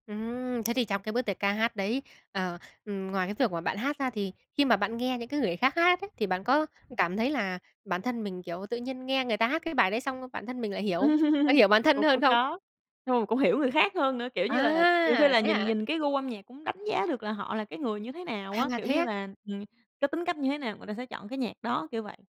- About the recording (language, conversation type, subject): Vietnamese, podcast, Âm nhạc đã giúp bạn hiểu bản thân hơn ra sao?
- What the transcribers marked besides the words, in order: tapping; laugh; other background noise